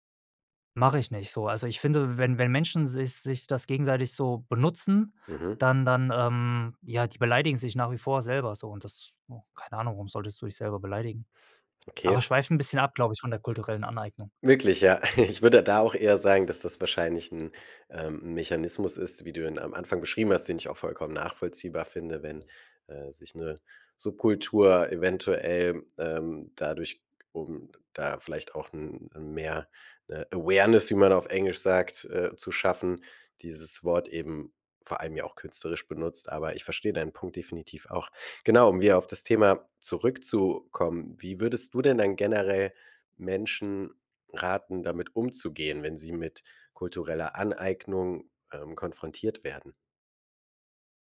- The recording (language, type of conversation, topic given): German, podcast, Wie gehst du mit kultureller Aneignung um?
- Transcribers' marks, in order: chuckle; in English: "Awareness"